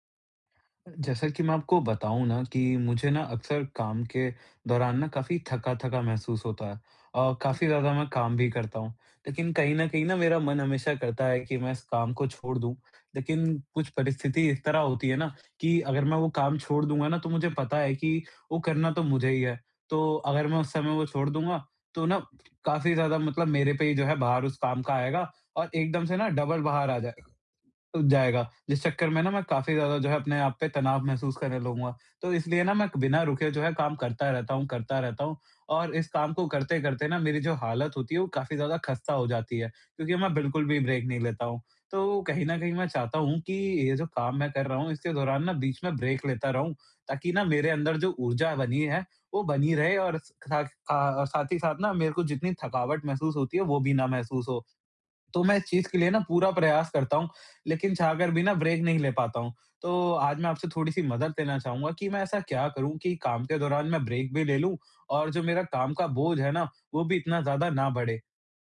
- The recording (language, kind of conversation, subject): Hindi, advice, काम के दौरान थकान कम करने और मन को तरोताज़ा रखने के लिए मैं ब्रेक कैसे लूँ?
- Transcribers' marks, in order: other noise; other background noise; in English: "डबल"; unintelligible speech; in English: "ब्रेक"; in English: "ब्रेक"; in English: "ब्रेक"; in English: "ब्रेक"